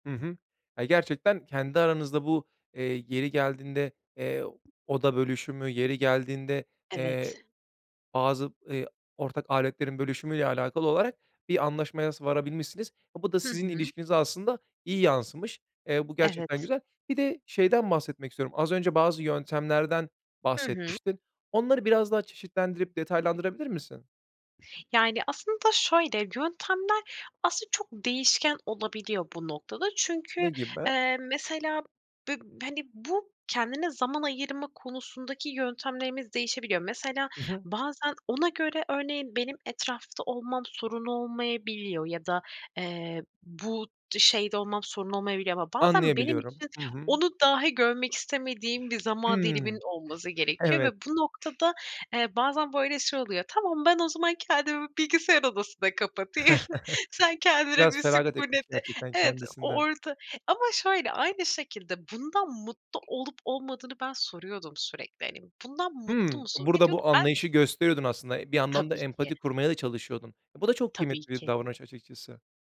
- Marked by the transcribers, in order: other background noise; inhale; laughing while speaking: "bilgisayar odasına kapatayım, sen kendine bir sükûneti"; chuckle; tapping
- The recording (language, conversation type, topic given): Turkish, podcast, Evde kendine zaman ayırmayı nasıl başarıyorsun?